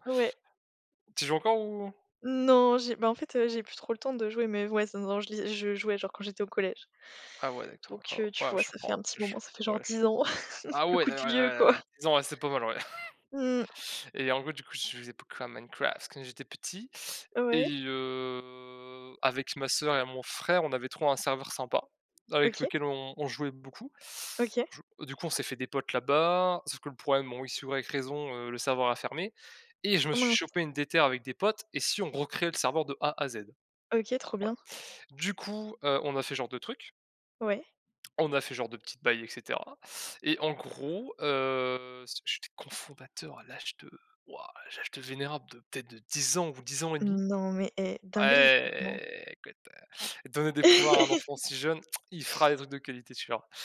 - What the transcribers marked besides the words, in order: chuckle; other noise; chuckle; put-on voice: "Minecraft quand j'étais petit"; drawn out: "heu"; drawn out: "Ah"; laugh; tsk
- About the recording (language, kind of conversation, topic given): French, unstructured, Quelle situation vous a permis de révéler vos véritables valeurs personnelles ?